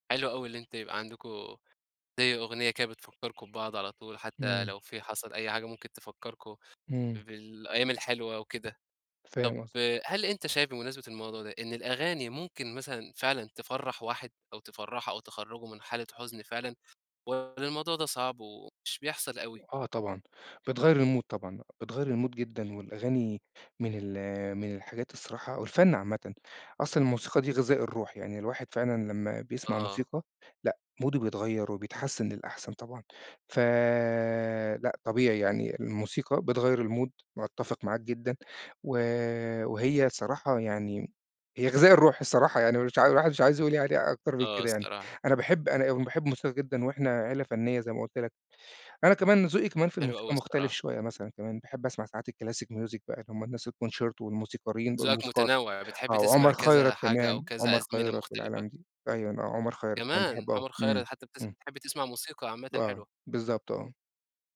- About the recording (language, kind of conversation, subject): Arabic, podcast, إيه هي الأغنية اللي بتحب تشاركها مع العيلة في التجمعات؟
- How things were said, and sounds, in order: other background noise; in English: "الmood"; in English: "الMood"; in English: "موده"; in English: "الMood"; in English: "الclassic music"; in English: "الconcerto"